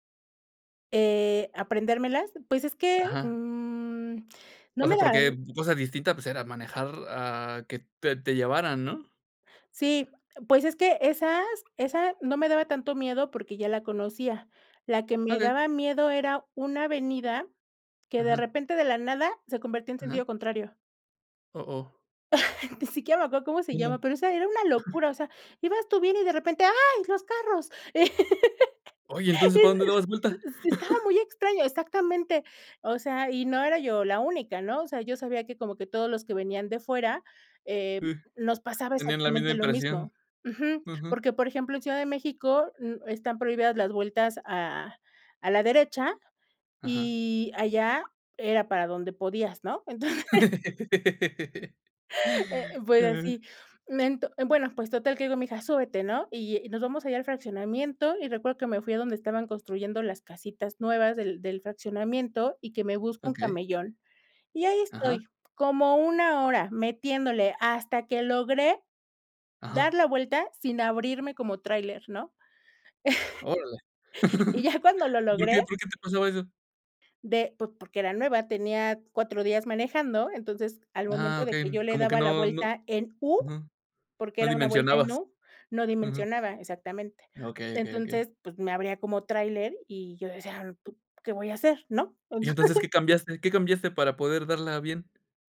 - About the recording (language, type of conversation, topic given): Spanish, podcast, ¿Cómo superas el miedo a equivocarte al aprender?
- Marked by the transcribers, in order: chuckle; other background noise; laugh; chuckle; laughing while speaking: "Entonces"; laugh; chuckle; chuckle